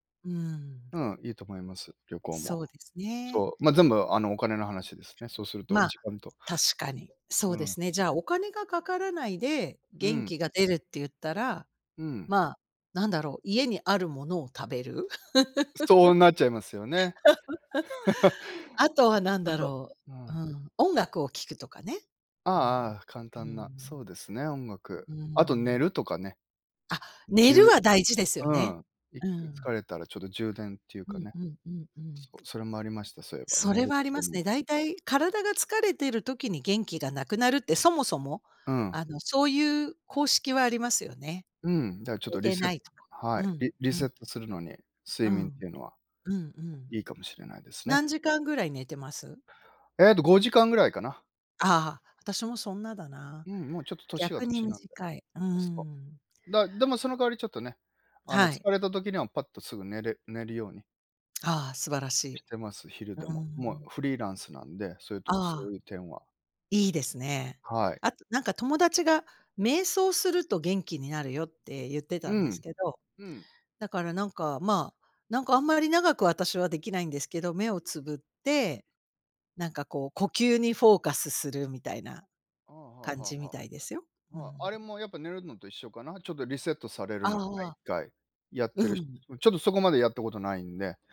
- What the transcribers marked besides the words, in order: other noise; laugh; unintelligible speech
- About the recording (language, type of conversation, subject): Japanese, unstructured, 疲れたときに元気を出すにはどうしたらいいですか？